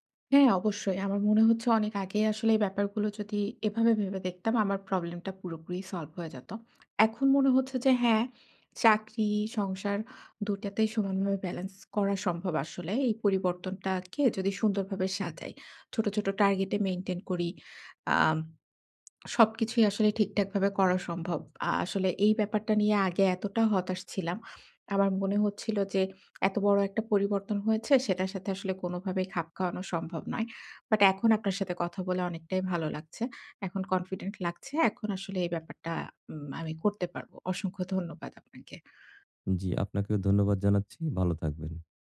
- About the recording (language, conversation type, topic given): Bengali, advice, বড় পরিবর্তনকে ছোট ধাপে ভাগ করে কীভাবে শুরু করব?
- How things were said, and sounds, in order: horn